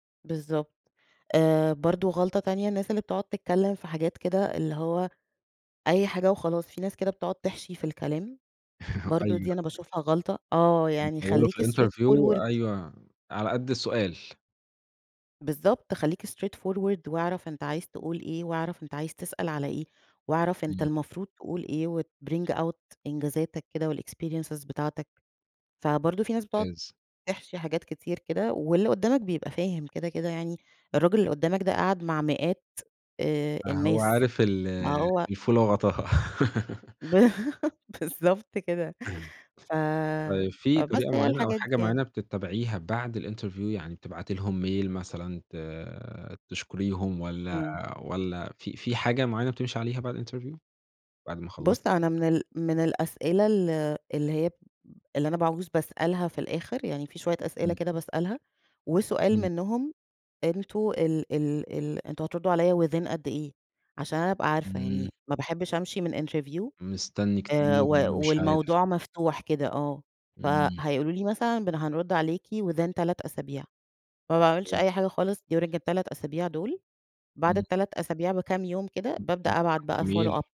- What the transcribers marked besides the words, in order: laugh; tapping; in English: "straight forward"; in English: "الinterview"; in English: "straight forward"; in English: "وتbring out"; in English: "والexperiences"; laugh; in English: "الinterview"; in English: "mail"; in English: "الinterview"; in English: "within"; in English: "interview"; in English: "within"; in English: "during"; unintelligible speech; in English: "follow up"; in English: "mail"
- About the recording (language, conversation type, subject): Arabic, podcast, إزاي بتحضّر لمقابلات الشغل؟